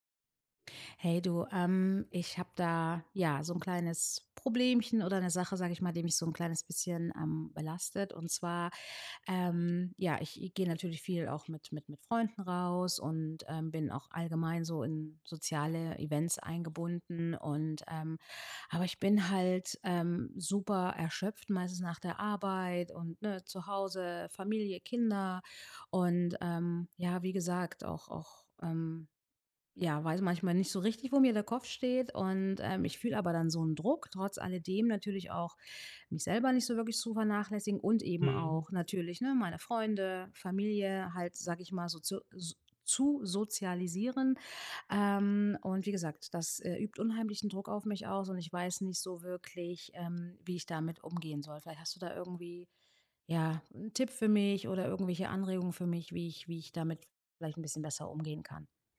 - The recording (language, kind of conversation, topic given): German, advice, Wie gehe ich damit um, dass ich trotz Erschöpfung Druck verspüre, an sozialen Veranstaltungen teilzunehmen?
- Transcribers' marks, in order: none